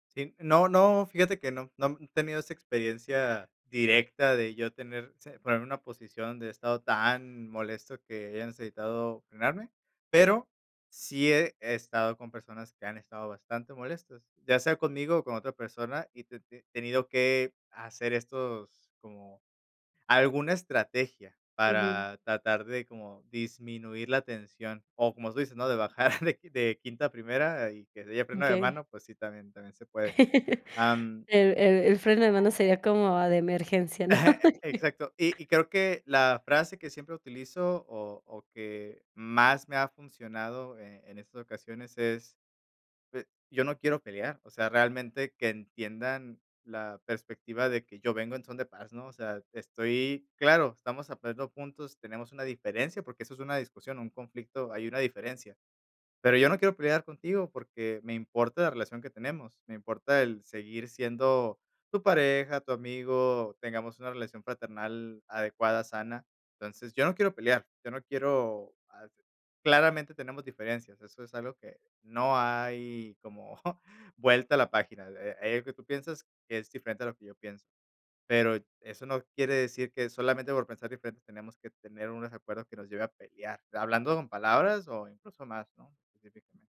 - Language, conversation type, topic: Spanish, podcast, ¿Cómo manejas las discusiones sin dañar la relación?
- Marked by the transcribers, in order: other background noise; chuckle; laugh; laugh; laughing while speaking: "como"; unintelligible speech